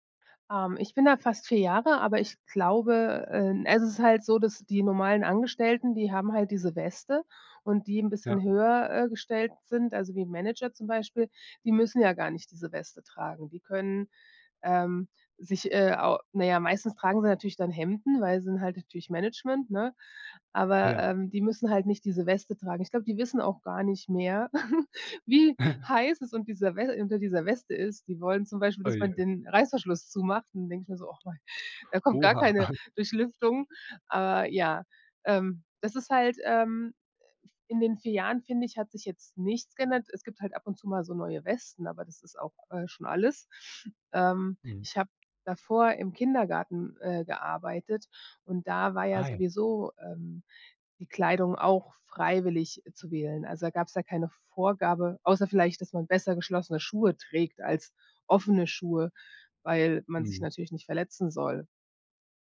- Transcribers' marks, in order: chuckle; chuckle; other noise
- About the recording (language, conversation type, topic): German, podcast, Wie hat sich dein Kleidungsstil über die Jahre verändert?